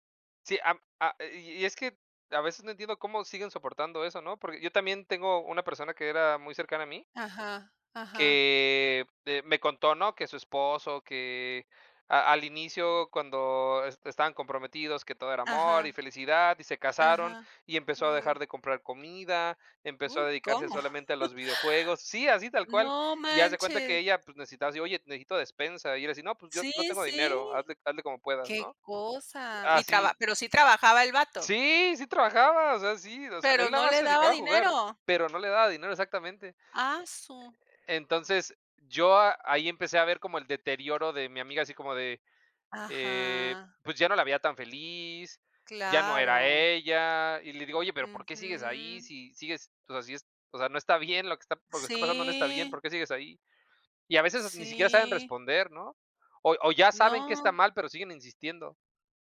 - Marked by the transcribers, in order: chuckle; other background noise
- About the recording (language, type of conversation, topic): Spanish, unstructured, ¿Crees que las relaciones tóxicas afectan mucho la salud mental?